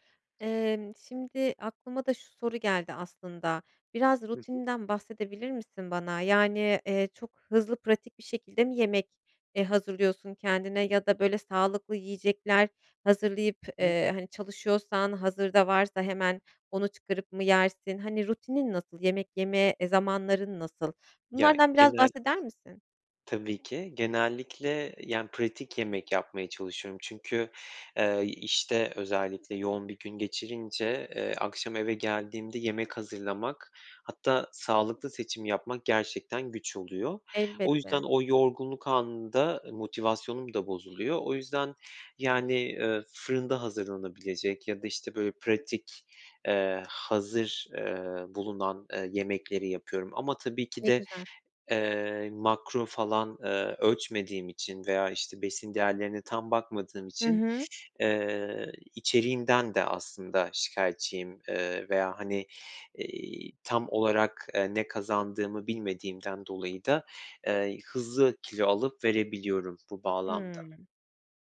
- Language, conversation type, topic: Turkish, advice, Diyete başlayıp motivasyonumu kısa sürede kaybetmemi nasıl önleyebilirim?
- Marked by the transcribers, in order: other noise; other background noise